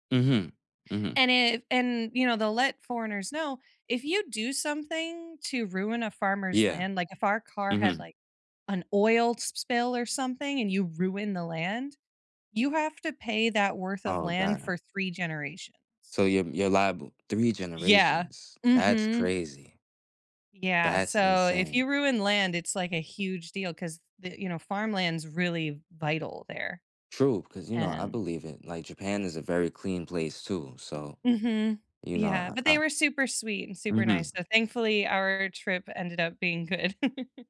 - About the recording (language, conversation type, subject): English, unstructured, Have you ever gotten lost in a foreign city, and what happened?
- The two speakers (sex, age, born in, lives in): female, 30-34, United States, United States; male, 30-34, United States, United States
- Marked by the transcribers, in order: tapping; chuckle